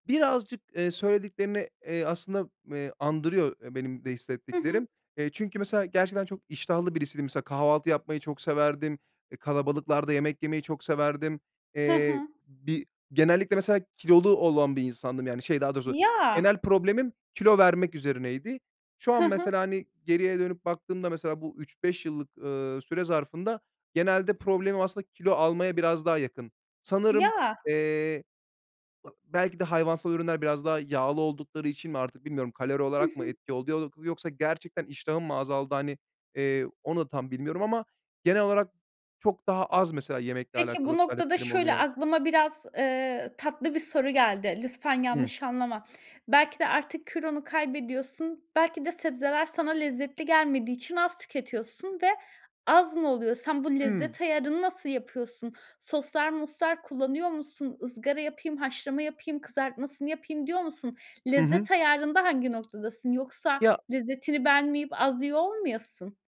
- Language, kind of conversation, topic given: Turkish, podcast, Sebzeyi sevdirmek için hangi yöntemler etkili olur?
- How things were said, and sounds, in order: other background noise; tapping